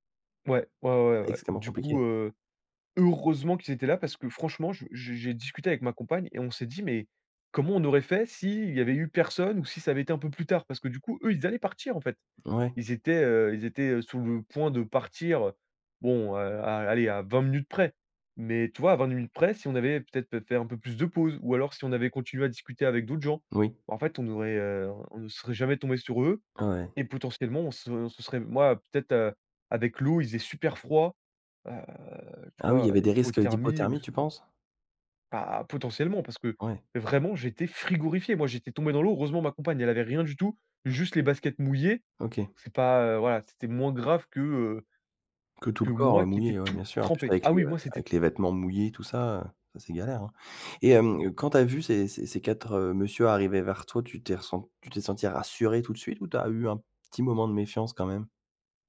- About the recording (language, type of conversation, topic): French, podcast, As-tu déjà été perdu et un passant t’a aidé ?
- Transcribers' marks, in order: other background noise; stressed: "heureusement"; unintelligible speech; stressed: "frigorifié"; stressed: "tout"